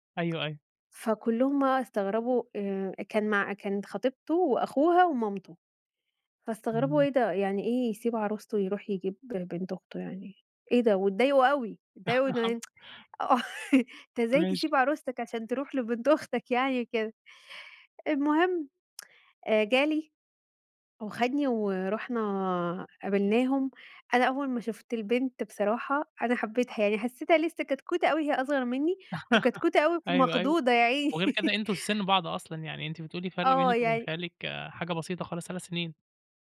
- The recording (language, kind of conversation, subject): Arabic, podcast, هل قابلت قبل كده حد غيّر نظرتك للحياة؟
- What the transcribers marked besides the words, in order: chuckle; tsk; laughing while speaking: "آه"; tsk; laugh; laughing while speaking: "عيني"